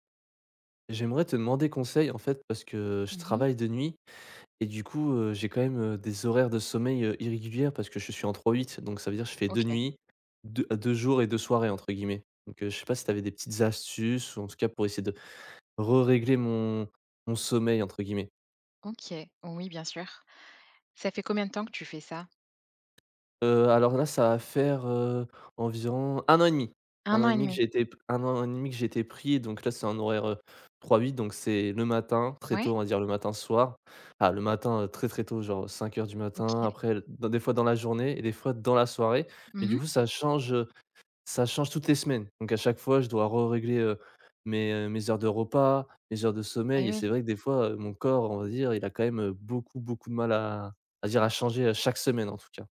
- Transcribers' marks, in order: tapping
- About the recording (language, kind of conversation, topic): French, advice, Comment gérer des horaires de sommeil irréguliers à cause du travail ou d’obligations ?